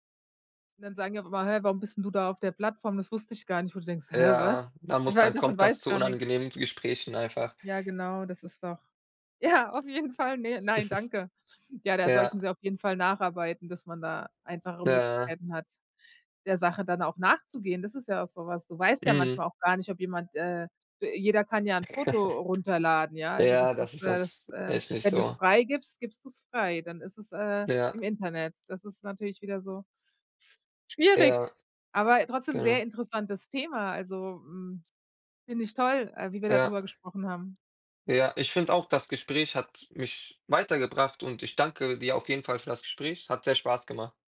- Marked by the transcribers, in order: other background noise; laughing while speaking: "ja"; chuckle; chuckle
- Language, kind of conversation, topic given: German, unstructured, Wie kann man effektiver gegen Hass im Internet vorgehen?